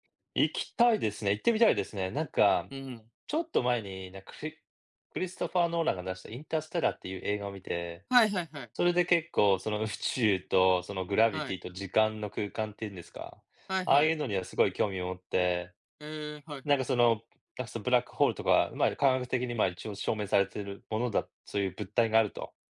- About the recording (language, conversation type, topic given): Japanese, unstructured, 宇宙についてどう思いますか？
- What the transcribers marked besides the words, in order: none